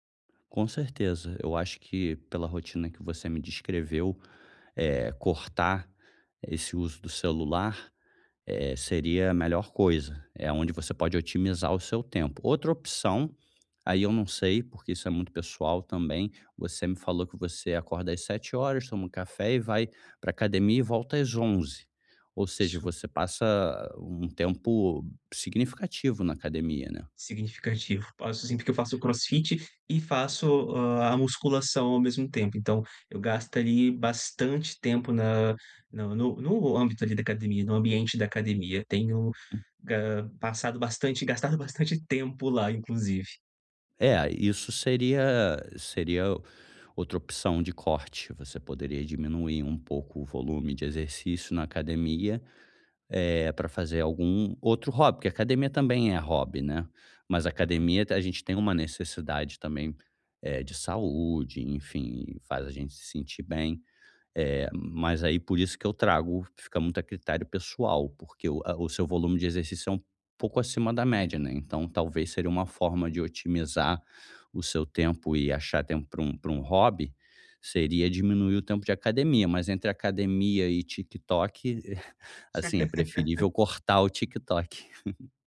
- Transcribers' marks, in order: other background noise; laugh; chuckle; chuckle
- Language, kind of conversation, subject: Portuguese, advice, Como posso conciliar o trabalho com tempo para meus hobbies?